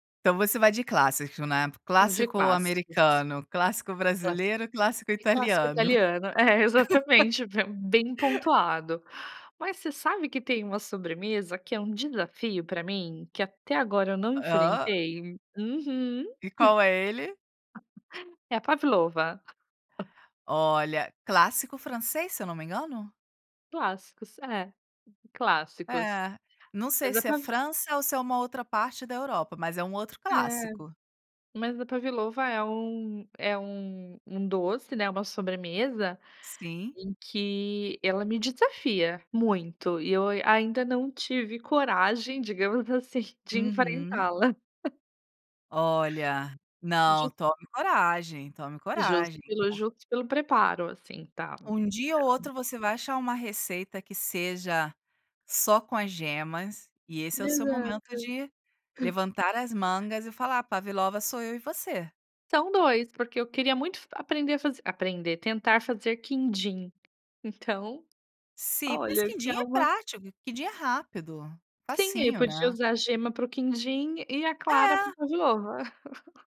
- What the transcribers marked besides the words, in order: laugh; chuckle; tapping; chuckle
- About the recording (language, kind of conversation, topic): Portuguese, podcast, O que te encanta na prática de cozinhar?